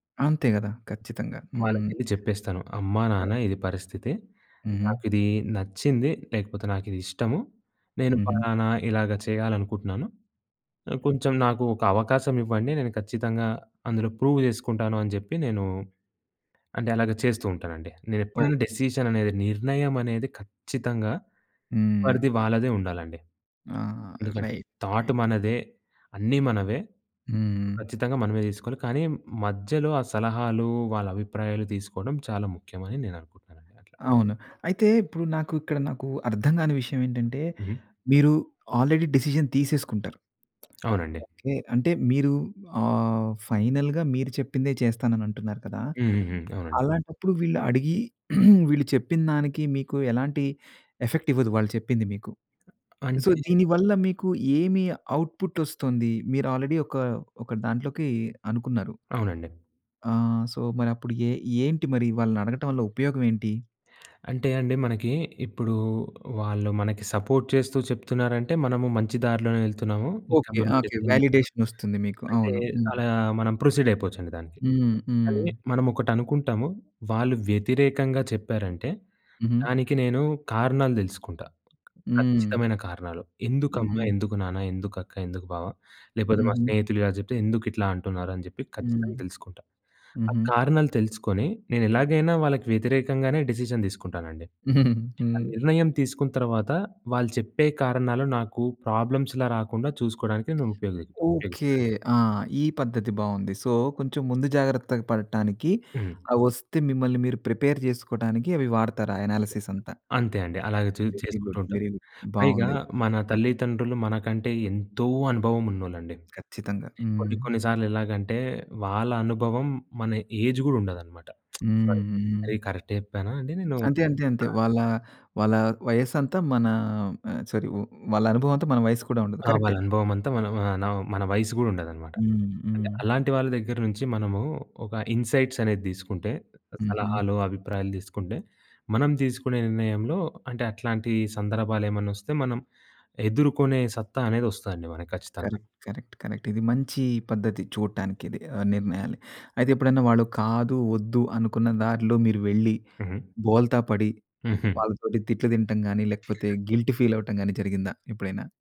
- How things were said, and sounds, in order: other background noise; in English: "ప్రూవ్"; in English: "డెసిషన్"; in English: "రైట్. రైట్"; in English: "థాట్"; in English: "ఆల్రెడీ డెసిషన్"; tapping; in English: "ఫైనల్‌గా"; throat clearing; in English: "ఎఫెక్ట్"; in English: "సో"; in English: "ఔట్‌పుట్"; in English: "ఆల్రెడీ"; in English: "సో"; in English: "సపోర్ట్"; in English: "డెసిషన్"; in English: "వేలిడేషన్"; in English: "ప్రొసీడ్"; in English: "డిసిషన్"; giggle; in English: "ప్రాబ్లమ్స్‌లా"; in English: "సో"; in English: "ప్రిపేర్"; in English: "అనాలసిస్"; in English: "చూస్"; in English: "వెరీ గుడ్. వెరీ గుడ్"; in English: "ఏజ్"; lip smack; in English: "సారీ"; in English: "సారీ"; in English: "ఇన్‌సైట్స్"; in English: "కరెక్ట్, కరెక్ట్, కరెక్ట్"; in English: "గిల్ట్ ఫీల్"
- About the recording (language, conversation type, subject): Telugu, podcast, కుటుంబం, స్నేహితుల అభిప్రాయాలు మీ నిర్ణయాన్ని ఎలా ప్రభావితం చేస్తాయి?